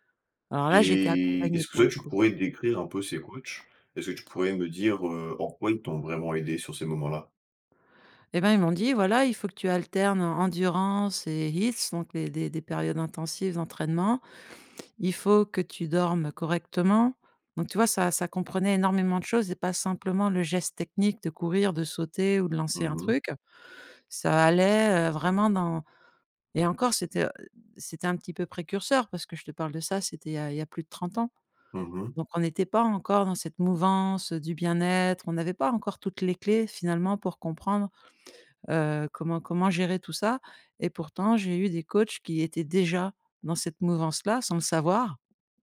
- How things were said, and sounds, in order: put-on voice: "health"; in English: "health"
- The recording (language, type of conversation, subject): French, podcast, Comment poses-tu des limites pour éviter l’épuisement ?